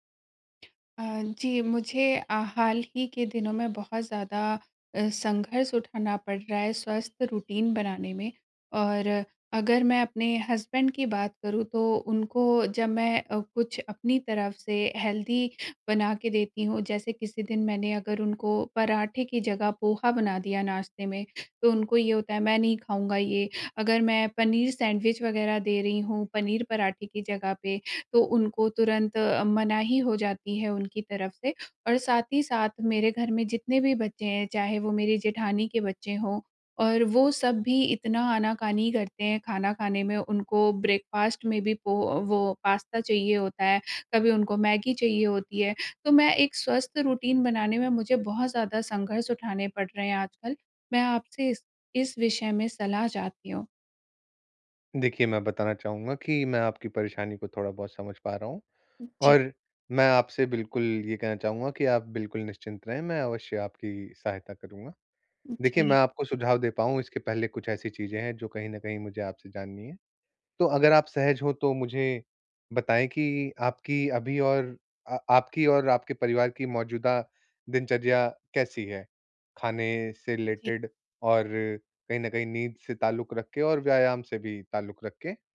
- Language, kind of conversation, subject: Hindi, advice, बच्चों या साथी के साथ साझा स्वस्थ दिनचर्या बनाने में मुझे किन चुनौतियों का सामना करना पड़ रहा है?
- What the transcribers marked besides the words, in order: tapping; in English: "रूटीन"; in English: "हस्बैंड"; in English: "हेल्दी"; in English: "ब्रेकफास्ट"; in English: "रूटीन"; in English: "रिलेटेड"